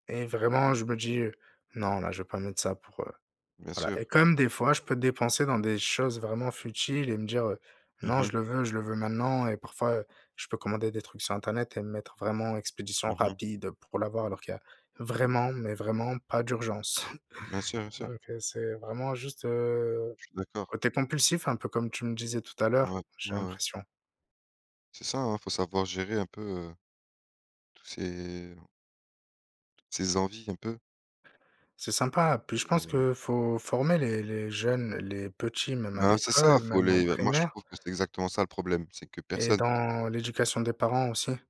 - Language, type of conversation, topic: French, unstructured, Comment décidez-vous quand dépenser ou économiser ?
- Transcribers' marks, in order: chuckle